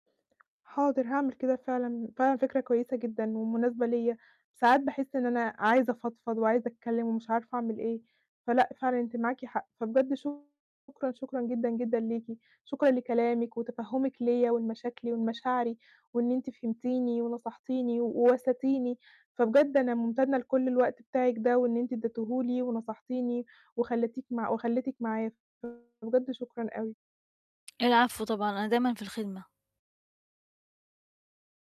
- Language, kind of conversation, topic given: Arabic, advice, إيه الخطوات الصغيرة اللي أقدر أبدأ بيها دلوقتي عشان أرجّع توازني النفسي؟
- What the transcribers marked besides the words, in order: distorted speech; tapping